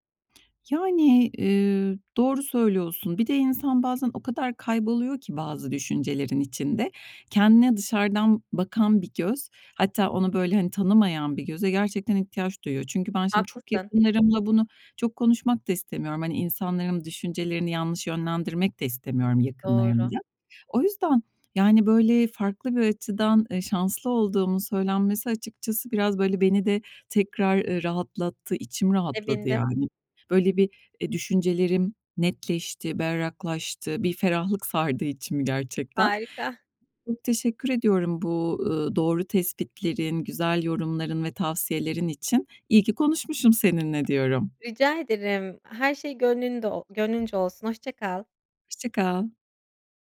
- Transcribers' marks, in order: tapping; other background noise
- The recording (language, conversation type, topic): Turkish, advice, İşe dönmeyi düşündüğünüzde, işe geri dönme kaygınız ve daha yavaş bir tempoda ilerleme ihtiyacınızla ilgili neler hissediyorsunuz?